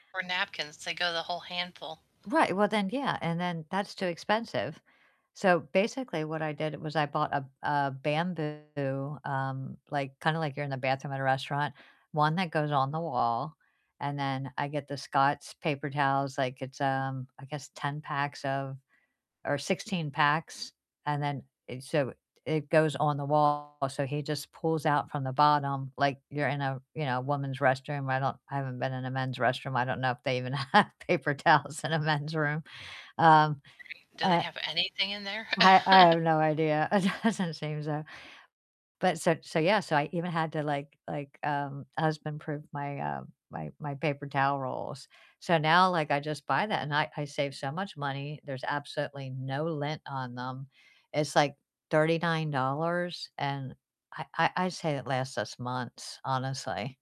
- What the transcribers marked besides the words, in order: static; distorted speech; laughing while speaking: "have paper towels in a men's"; chuckle; laughing while speaking: "It doesn't"
- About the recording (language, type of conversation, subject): English, unstructured, Which tiny kitchen storage hacks have truly stuck for you, and what makes them work every day?
- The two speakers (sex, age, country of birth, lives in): female, 45-49, United States, United States; female, 60-64, United States, United States